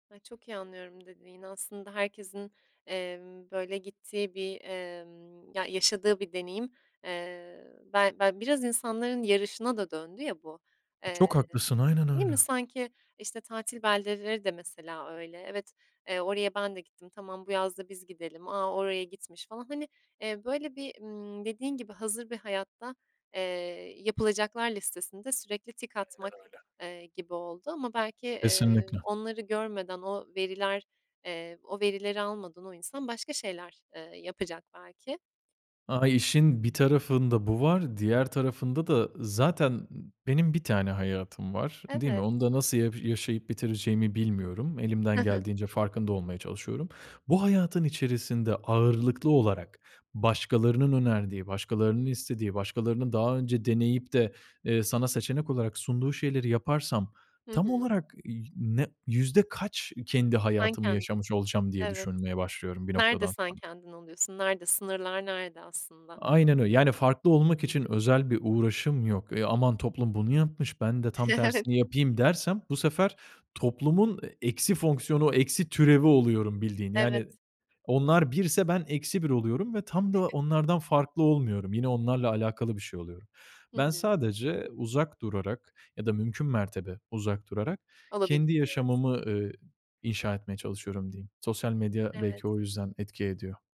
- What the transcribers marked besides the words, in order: tapping; unintelligible speech; laughing while speaking: "Evet"; chuckle
- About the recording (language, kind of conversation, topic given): Turkish, podcast, İş hayatındaki rolünle evdeki hâlin birbiriyle çelişiyor mu; çelişiyorsa hangi durumlarda ve nasıl?